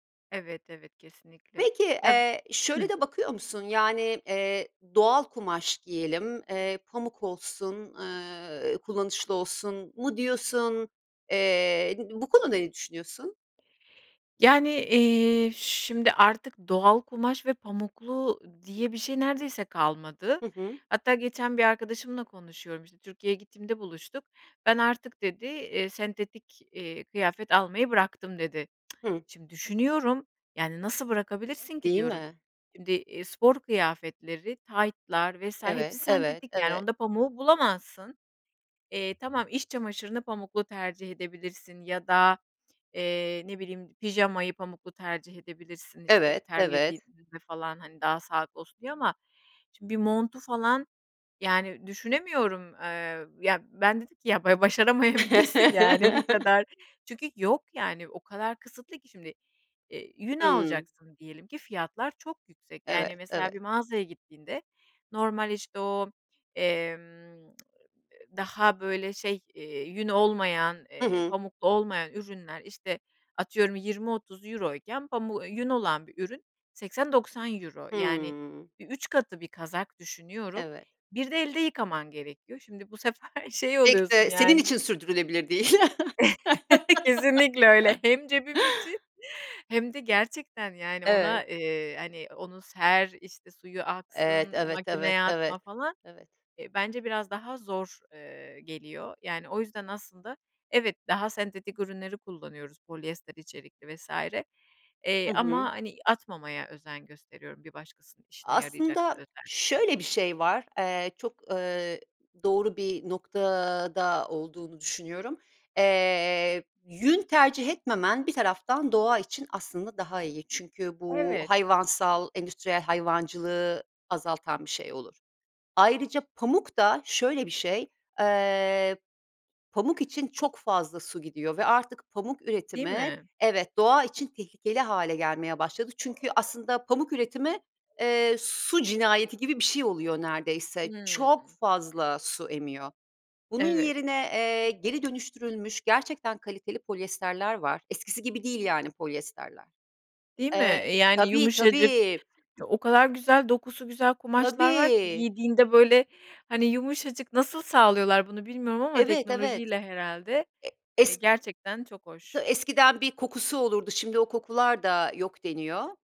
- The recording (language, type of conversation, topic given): Turkish, podcast, Sürdürülebilir moda hakkında ne düşünüyorsun?
- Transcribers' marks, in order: tsk; laugh; laughing while speaking: "ba başaramayabilirsin yani bu kadar"; lip smack; laughing while speaking: "sefer"; other background noise; chuckle; laughing while speaking: "kesinlikle öyle. Hem cebim için"; laugh; tapping; dog barking